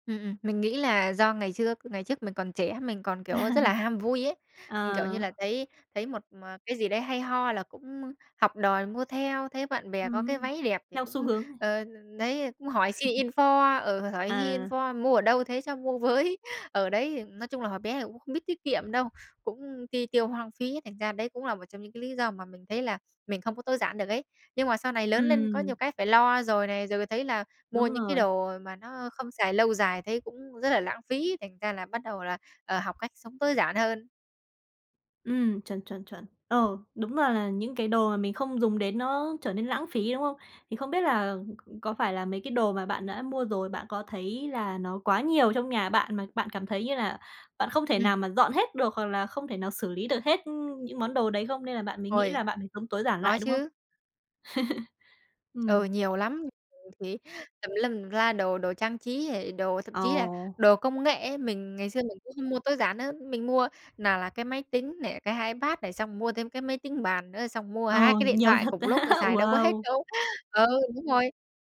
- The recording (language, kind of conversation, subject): Vietnamese, podcast, Bạn có lời khuyên đơn giản nào để bắt đầu sống tối giản không?
- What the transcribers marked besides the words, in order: laughing while speaking: "À"; in English: "info"; in English: "info"; laugh; laughing while speaking: "với"; tapping; other background noise; laugh; unintelligible speech; laughing while speaking: "á!"; other noise